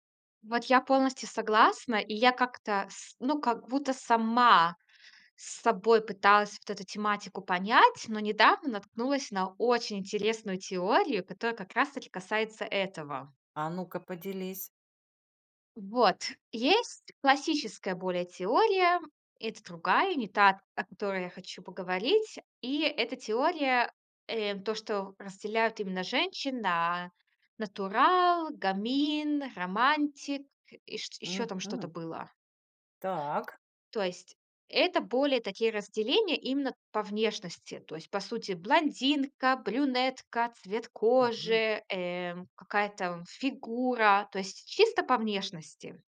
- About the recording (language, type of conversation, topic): Russian, podcast, Как выбирать одежду, чтобы она повышала самооценку?
- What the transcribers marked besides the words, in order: none